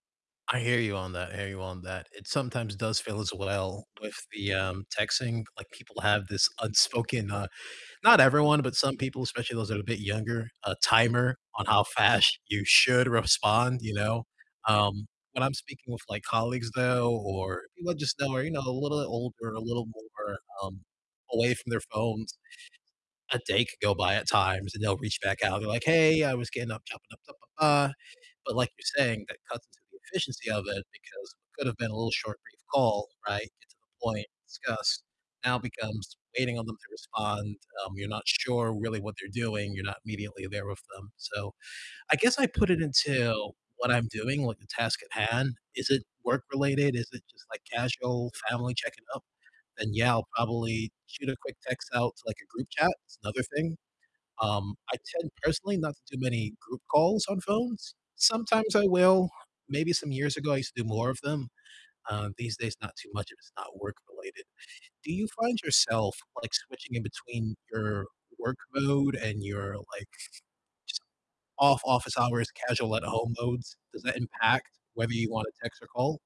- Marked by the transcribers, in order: distorted speech; tapping; other background noise; unintelligible speech
- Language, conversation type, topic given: English, unstructured, When do you switch from texting to talking to feel more connected?
- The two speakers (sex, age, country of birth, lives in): female, 20-24, United States, United States; male, 20-24, United States, United States